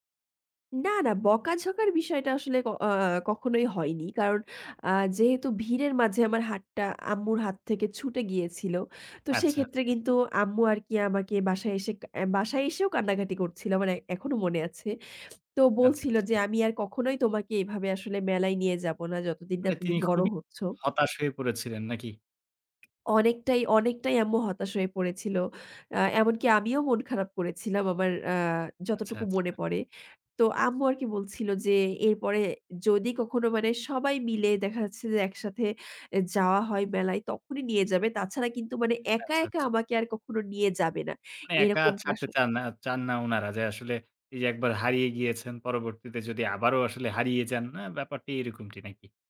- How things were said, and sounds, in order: tapping; other background noise
- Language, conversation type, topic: Bengali, podcast, কোথাও হারিয়ে যাওয়ার পর আপনি কীভাবে আবার পথ খুঁজে বের হয়েছিলেন?